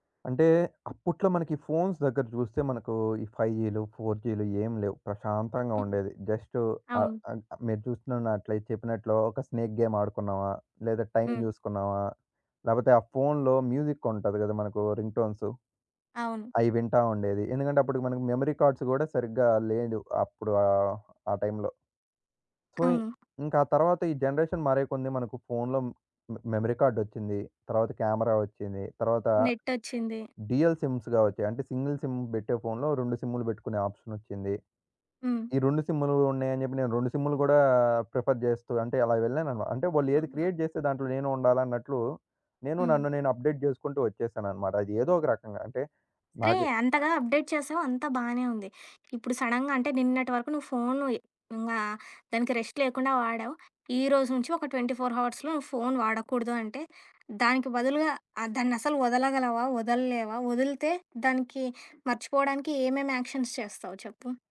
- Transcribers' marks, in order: in English: "ఫోన్స్"; in English: "ఫైవ్"; in English: "ఫోర్"; in English: "జస్ట్"; in English: "స్నేక్ గేమ్"; in English: "మ్యూజిక్"; in English: "రింగ్ టోన్స్"; in English: "మెమరీ కార్డ్స్"; other background noise; in English: "సో"; in English: "జనరేషన్"; in English: "మెమరీ కార్డ్"; in English: "డ్యుయల్ సిమ్స్‌గా"; in English: "సింగిల్ సిమ్"; in English: "ప్రిఫర్"; in English: "క్రియేట్"; in English: "అప్‌డేట్"; in English: "అప్‌డేట్"; in English: "సడెన్‌గా"; in English: "రెస్ట్"; in English: "ట్వంటీ ఫోర్ హావర్స్‌లో"; in English: "యాక్షన్స్"
- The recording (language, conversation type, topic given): Telugu, podcast, ఫోన్ లేకుండా ఒకరోజు మీరు ఎలా గడుపుతారు?